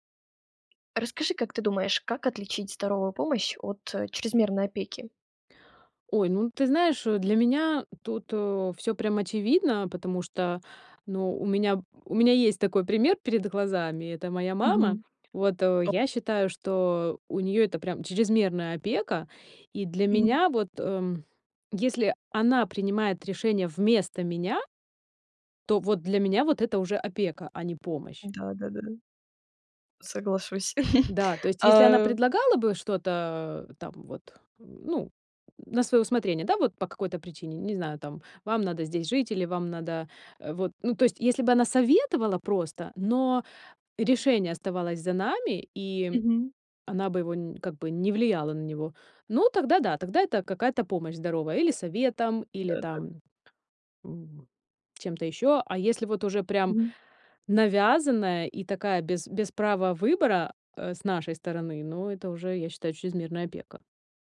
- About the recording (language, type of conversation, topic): Russian, podcast, Как отличить здоровую помощь от чрезмерной опеки?
- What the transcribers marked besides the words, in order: tapping; chuckle